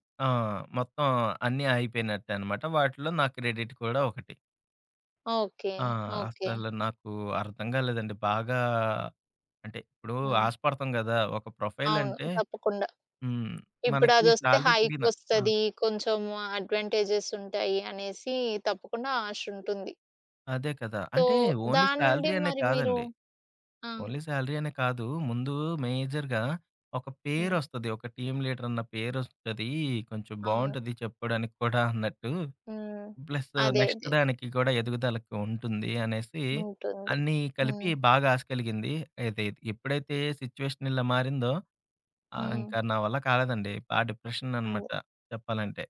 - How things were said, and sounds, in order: in English: "క్రెడిట్"; in English: "ప్రొఫైల్"; other background noise; in English: "సాలరీ"; in English: "అడ్వాంటేజెస్"; in English: "సో"; in English: "ఓన్లీ సాలరీ"; in English: "ఓన్లీ సాలరీ"; in English: "మేజర్‌గా"; in English: "టీమ్"; giggle; in English: "నెక్స్ట్"; in English: "సిట్యుయేషన్"
- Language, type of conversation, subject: Telugu, podcast, నిరాశను ఆశగా ఎలా మార్చుకోవచ్చు?